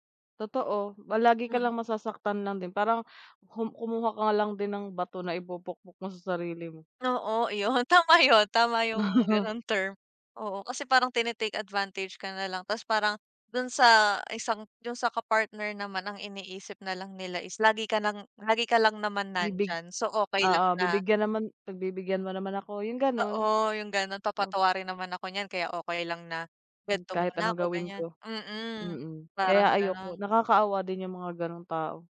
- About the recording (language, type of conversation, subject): Filipino, unstructured, Ano ang palagay mo tungkol sa pagbibigay ng pangalawang pagkakataon?
- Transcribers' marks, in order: laughing while speaking: "iyon, tama yun"; laugh